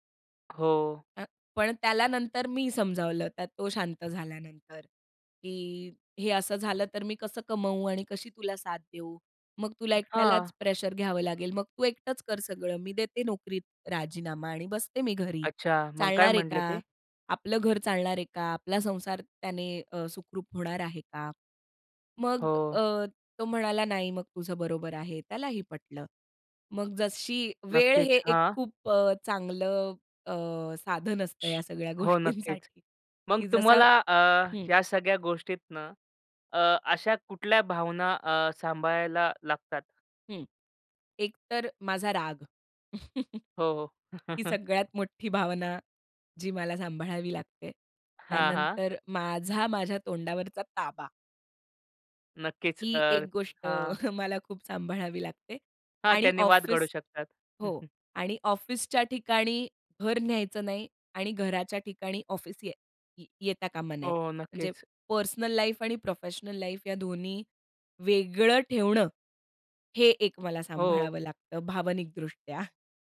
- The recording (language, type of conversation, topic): Marathi, podcast, सासरकडील अपेक्षा कशा हाताळाल?
- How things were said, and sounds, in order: other background noise; tapping; "म्हटले" said as "म्हंटले"; shush; laughing while speaking: "सगळ्या गोष्टींसाठी"; "गोष्टीतून" said as "गोष्टीतनं"; chuckle; laughing while speaking: "ही सगळ्यात मोठी भावना, जी मला सांभाळावी लागते"; chuckle; laughing while speaking: "गोष्ट मला खूप सांभाळावी लागते"; chuckle; in English: "पर्सनल लाईफ"; in English: "प्रोफेशनल लाईफ"; laughing while speaking: "भावनिकदृष्ट्या"